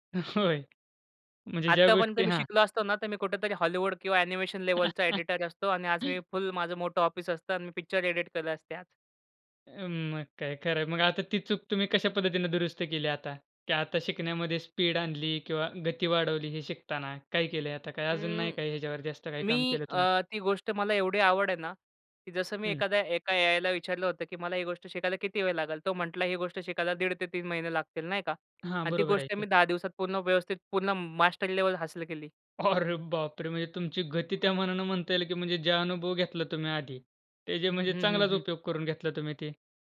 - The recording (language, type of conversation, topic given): Marathi, podcast, तुमची आवड कशी विकसित झाली?
- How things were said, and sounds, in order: laughing while speaking: "होय"; tapping; other noise; chuckle; other background noise; surprised: "अरे बापरे!"